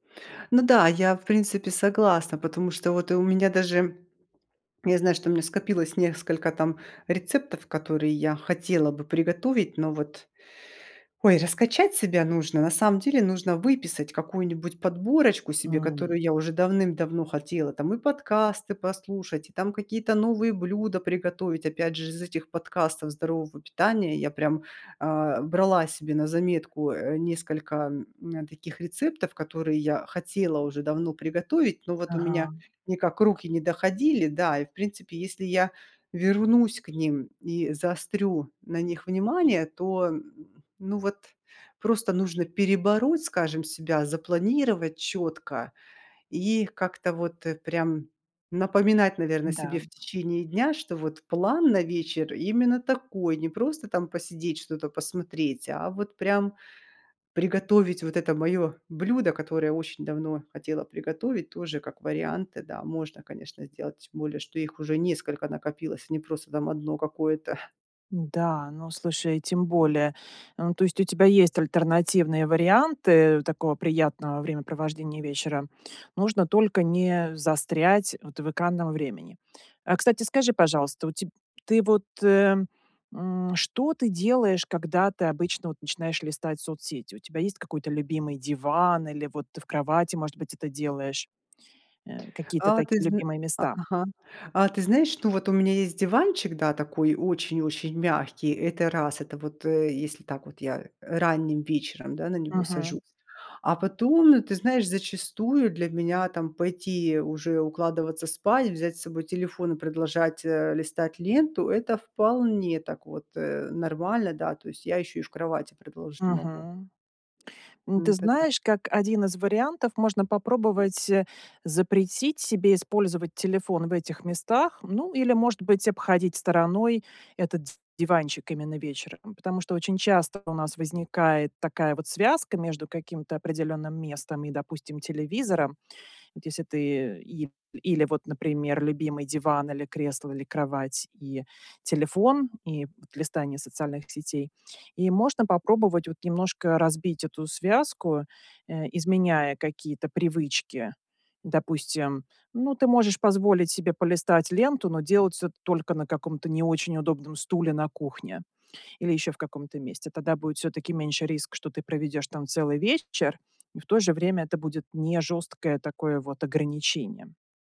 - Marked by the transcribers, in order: swallow
- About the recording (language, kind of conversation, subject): Russian, advice, Как мне сократить вечернее время за экраном и меньше сидеть в интернете?